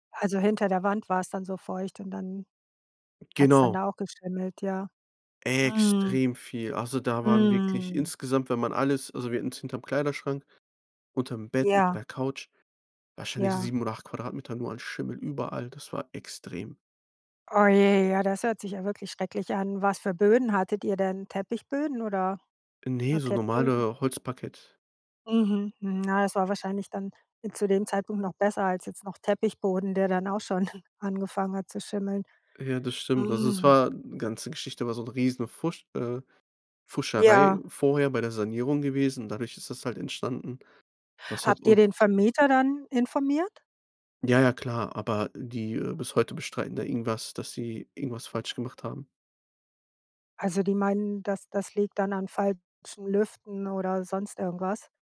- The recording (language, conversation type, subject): German, podcast, Wann hat ein Umzug dein Leben unerwartet verändert?
- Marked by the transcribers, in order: stressed: "Extrem"; sad: "Oh je"; chuckle; drawn out: "hm"